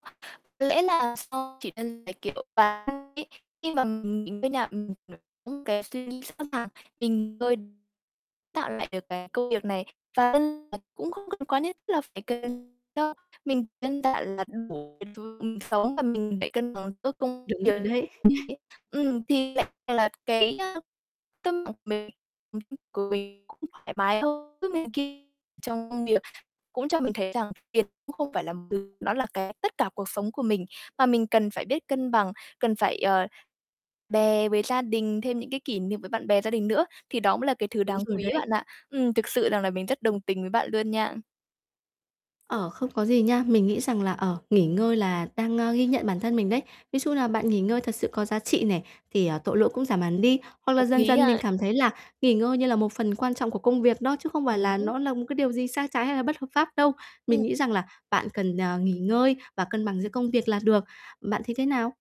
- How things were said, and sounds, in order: distorted speech; unintelligible speech; unintelligible speech; unintelligible speech; unintelligible speech; static; tapping; chuckle; other background noise; unintelligible speech
- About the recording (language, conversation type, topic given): Vietnamese, advice, Làm sao để ưu tiên nghỉ ngơi mà không cảm thấy tội lỗi?